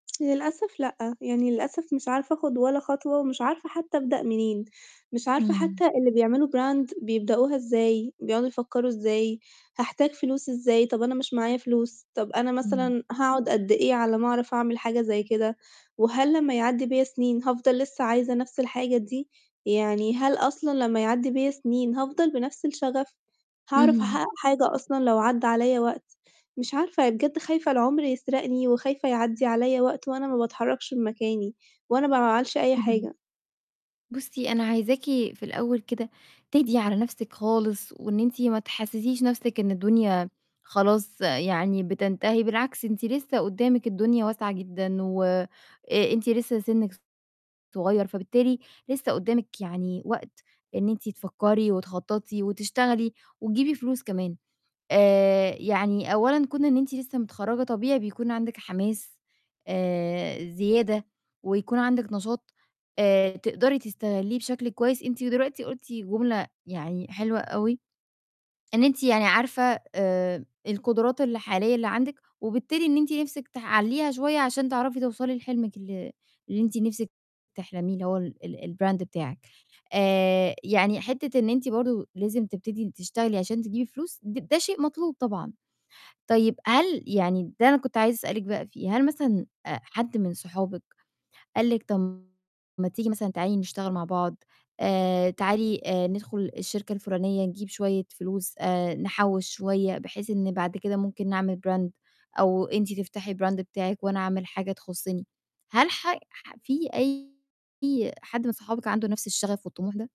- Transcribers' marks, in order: in English: "brand"; distorted speech; in English: "الbrand"; in English: "brand"; in English: "brand"
- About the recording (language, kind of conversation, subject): Arabic, advice, إزاي بتوصف قلقك من إن السنين بتعدّي من غير ما تحقق أهداف شخصية مهمة؟